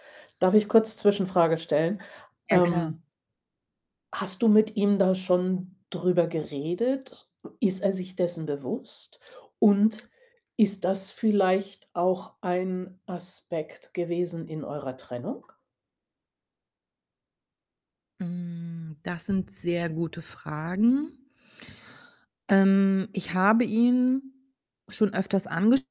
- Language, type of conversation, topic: German, advice, Wie kann ich meine Angst überwinden, persönliche Grenzen zu setzen?
- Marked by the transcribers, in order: drawn out: "Hm"; tapping